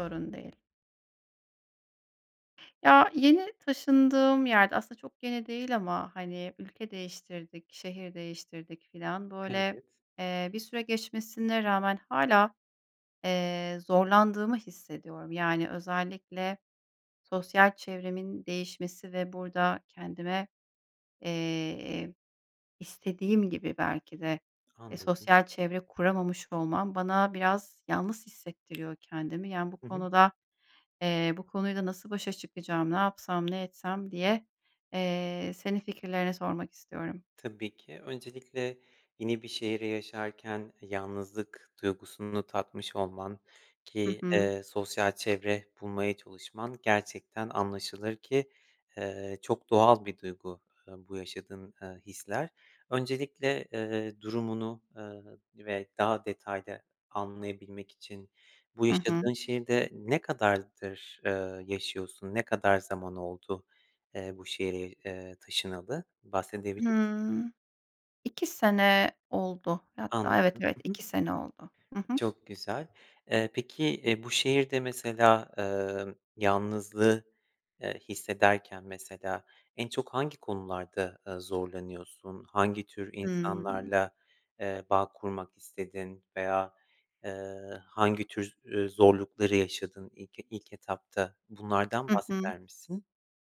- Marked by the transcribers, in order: tapping; other background noise
- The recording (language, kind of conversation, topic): Turkish, advice, Yeni bir şehre taşındığımda yalnızlıkla nasıl başa çıkıp sosyal çevre edinebilirim?